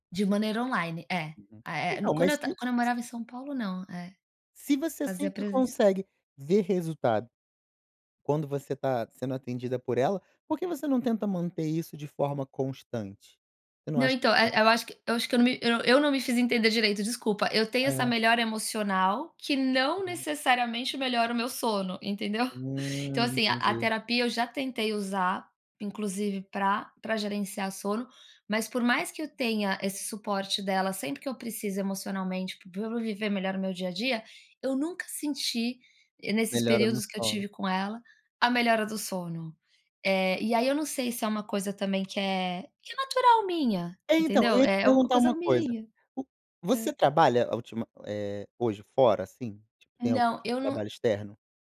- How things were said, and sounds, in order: chuckle
- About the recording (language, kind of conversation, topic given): Portuguese, advice, Como descrever sua insônia causada por preocupações constantes?